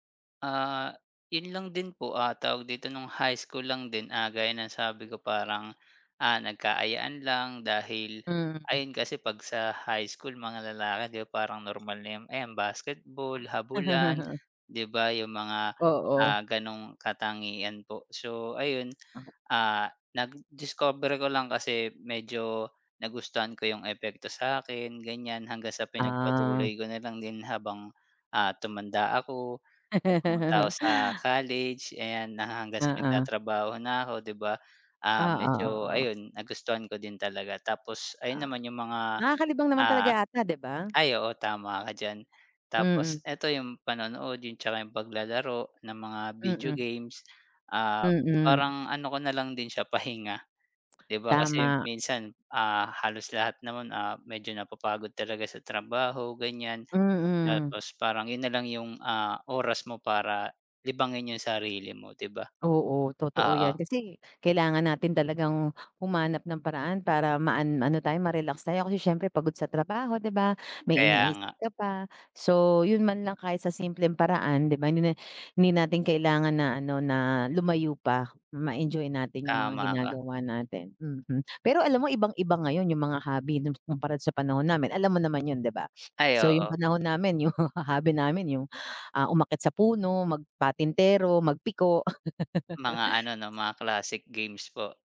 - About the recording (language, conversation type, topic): Filipino, unstructured, Ano ang paborito mong libangan?
- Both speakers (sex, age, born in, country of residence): female, 40-44, Philippines, Philippines; male, 30-34, Philippines, Philippines
- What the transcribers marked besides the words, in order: tapping; other background noise; other animal sound; background speech; chuckle; chuckle; other noise; laughing while speaking: "yung hobby"; laugh